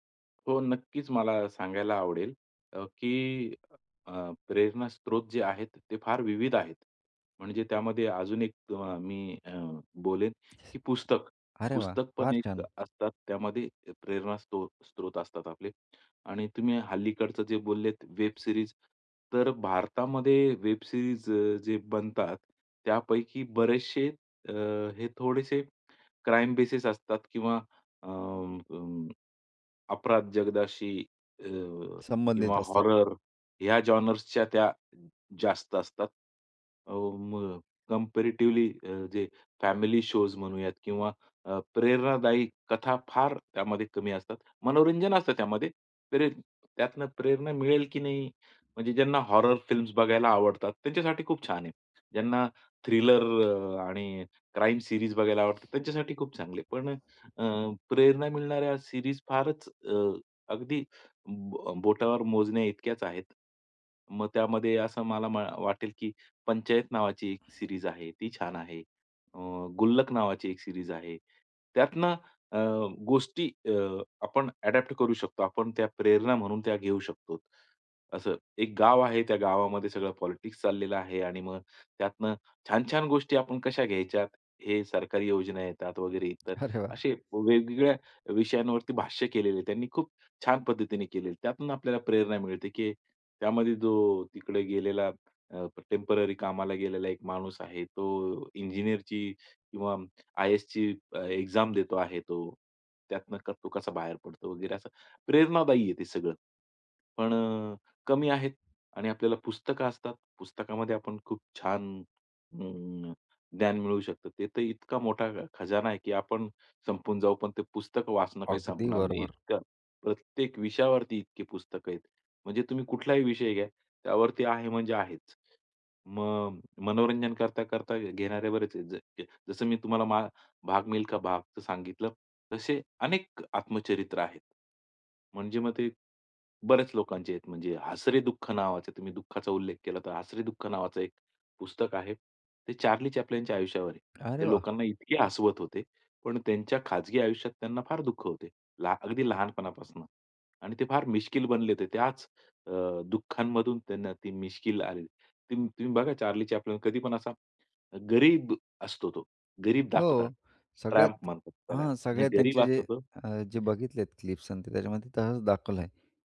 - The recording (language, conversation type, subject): Marathi, podcast, कला आणि मनोरंजनातून तुम्हाला प्रेरणा कशी मिळते?
- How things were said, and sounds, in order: tapping; other background noise; other noise; in English: "जॉनर्स"; in English: "कम्पॅरेटिवली"; unintelligible speech; in English: "फिल्म्स"; in English: "एडॉप्ट"; in English: "पॉलिटिक्स"; in Hindi: "भाग मिल्खा"; in English: "क्लिप्स"